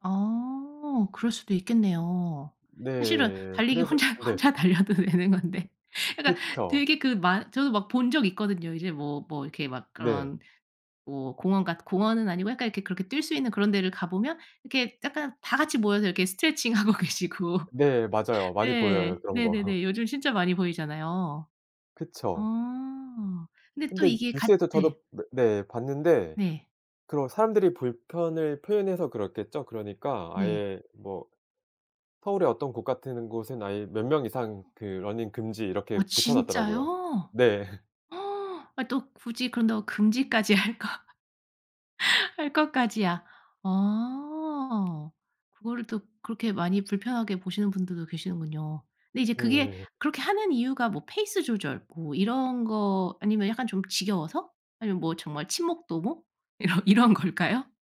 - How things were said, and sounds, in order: laughing while speaking: "혼자 혼자 달려도 되는 건데"; tapping; laughing while speaking: "스트레칭하고 계시고"; laugh; other background noise; surprised: "아 진짜요?"; gasp; laugh; laughing while speaking: "금지까지 할까?"; laughing while speaking: "이런 이런 걸까요?"
- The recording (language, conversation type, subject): Korean, podcast, 규칙적으로 운동하는 습관은 어떻게 만들었어요?